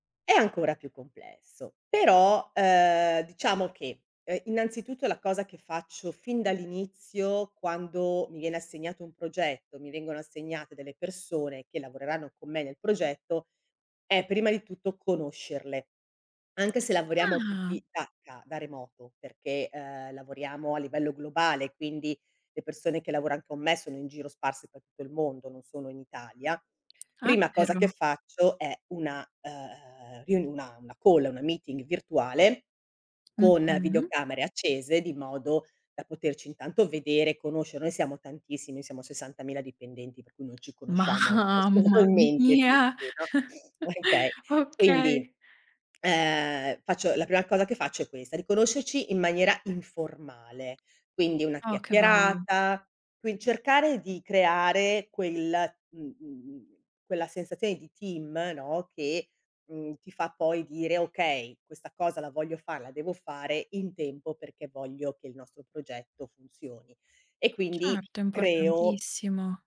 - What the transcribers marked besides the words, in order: tapping; surprised: "Ah"; in English: "call"; in English: "meeting"; drawn out: "Mamma mia"; laughing while speaking: "Mamma mia"; chuckle; sniff
- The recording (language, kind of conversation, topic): Italian, podcast, Come gestisci lo stress e le scadenze sul lavoro?